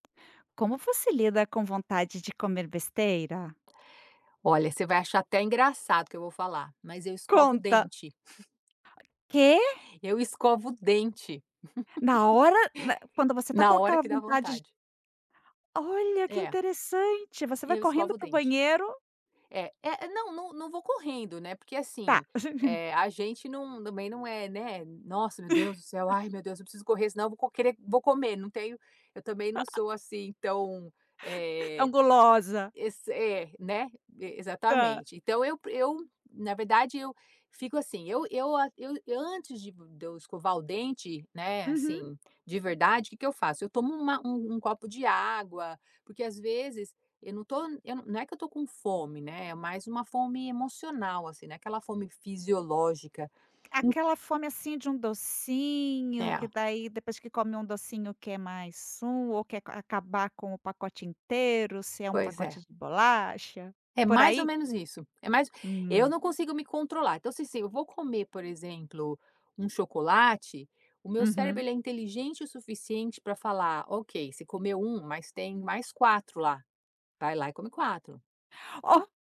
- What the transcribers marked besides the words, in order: joyful: "Conta"; chuckle; surprised: "Quê?"; chuckle; chuckle; chuckle; chuckle; laughing while speaking: "Tá"
- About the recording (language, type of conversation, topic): Portuguese, podcast, Como você lida com a vontade de comer besteiras?